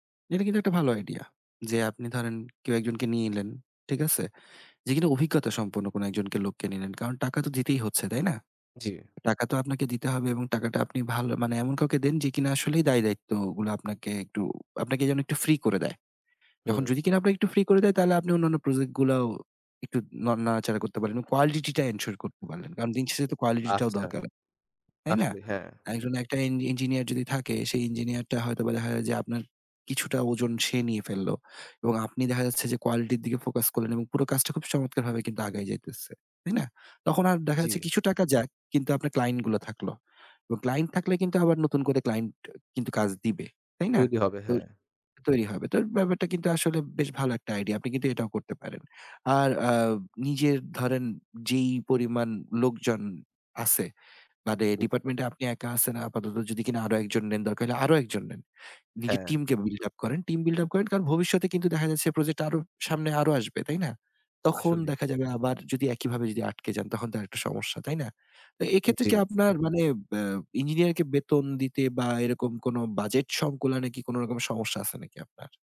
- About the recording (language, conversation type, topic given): Bengali, advice, আমি অনেক প্রজেক্ট শুরু করি, কিন্তু কোনোটাই শেষ করতে পারি না—এর কারণ কী?
- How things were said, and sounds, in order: other background noise; in English: "Team build up"